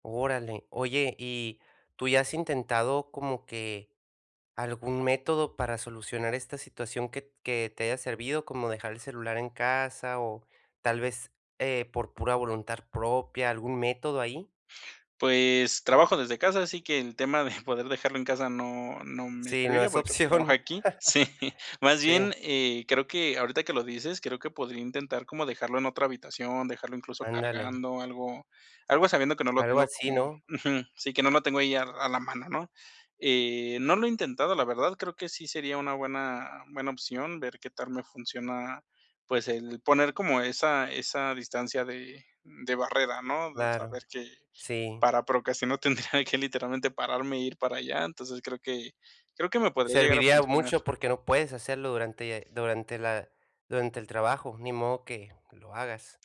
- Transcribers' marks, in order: other background noise; chuckle; laughing while speaking: "opción"; laughing while speaking: "Sí"; chuckle; laughing while speaking: "tendría que"; tapping
- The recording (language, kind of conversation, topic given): Spanish, advice, ¿Cómo puedo superar la procrastinación usando sesiones cortas?